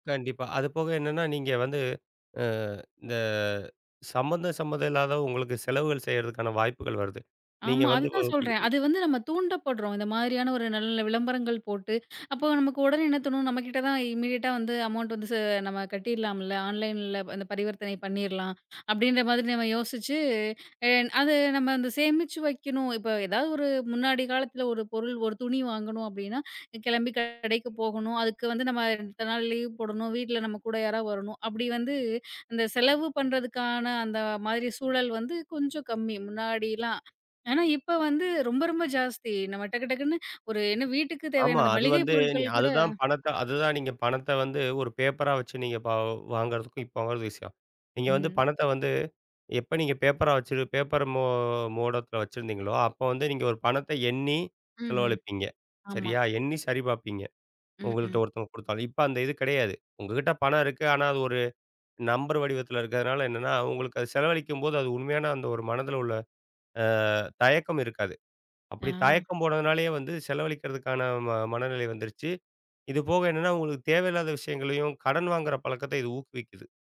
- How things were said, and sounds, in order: tapping; unintelligible speech; in English: "இம்மீடியட்டா"; in English: "அமௌன்ட்"; in English: "ஆன்லைன்ல"; in English: "லீவ்"; in English: "மோடத்துல"
- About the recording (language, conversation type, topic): Tamil, podcast, பணத்தைப் பயன்படுத்தாமல் செய்யும் மின்னணு பணப்பரிமாற்றங்கள் உங்கள் நாளாந்த வாழ்க்கையின் ஒரு பகுதியாக எப்போது, எப்படித் தொடங்கின?